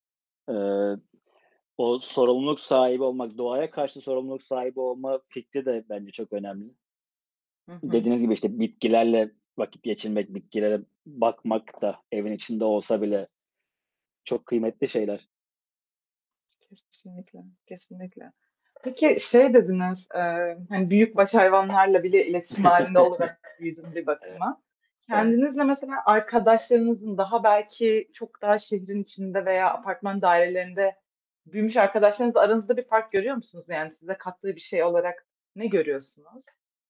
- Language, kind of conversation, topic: Turkish, unstructured, Hayvan beslemek çocuklara hangi değerleri öğretir?
- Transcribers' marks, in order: other background noise; swallow; distorted speech; tapping; chuckle; static